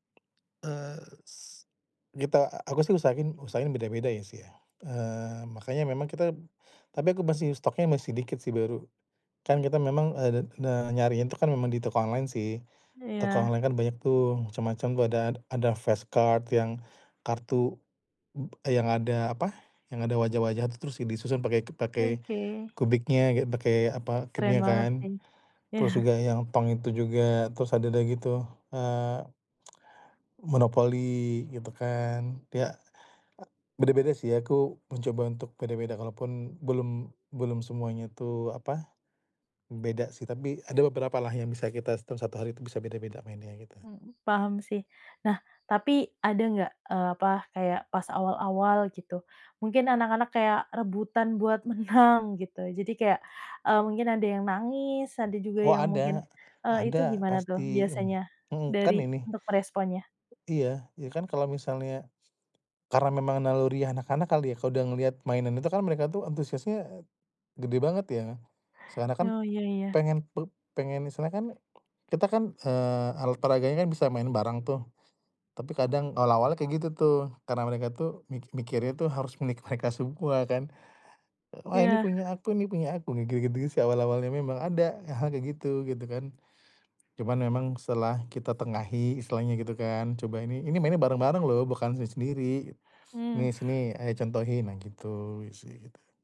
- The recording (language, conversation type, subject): Indonesian, podcast, Apa momen keluarga yang paling berkesan buat kamu?
- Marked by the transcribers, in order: tapping; in English: "fast card"; other noise; in English: "cube-nya"; chuckle; other background noise; other animal sound; laughing while speaking: "menang"; laughing while speaking: "mereka semua"